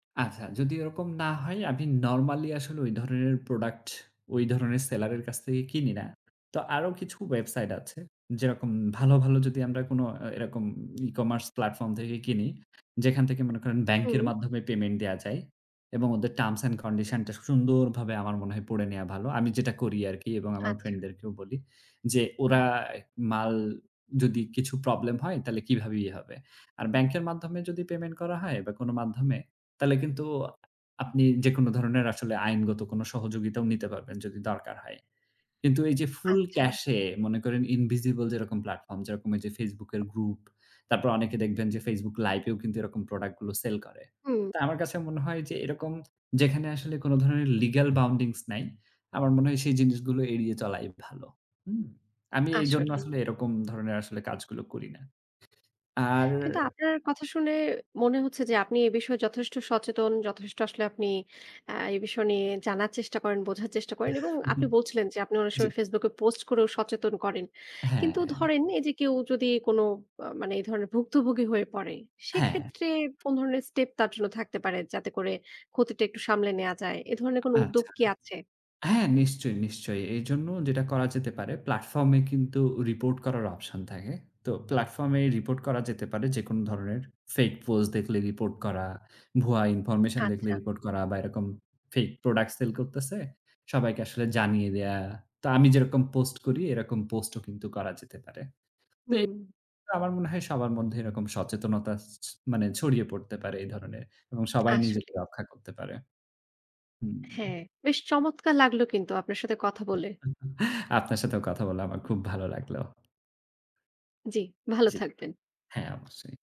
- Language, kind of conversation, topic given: Bengali, podcast, আপনি অনলাইন প্রতারণা থেকে নিজেকে কীভাবে রক্ষা করেন?
- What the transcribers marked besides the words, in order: tapping; in English: "legal bounding's"; other background noise; chuckle; chuckle